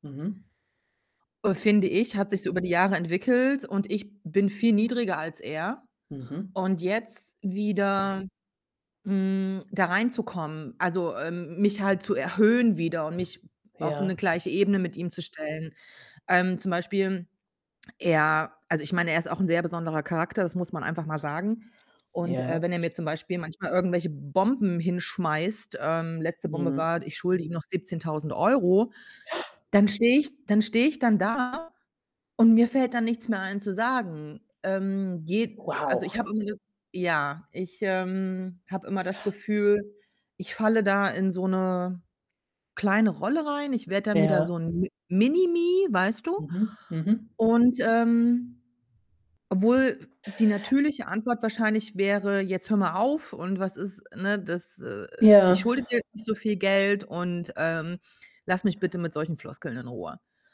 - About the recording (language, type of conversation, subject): German, advice, Wie kann ich meine Angst überwinden, persönliche Grenzen zu setzen?
- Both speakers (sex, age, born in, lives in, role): female, 45-49, Germany, Germany, user; female, 60-64, Germany, Italy, advisor
- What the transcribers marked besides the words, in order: distorted speech; other background noise; gasp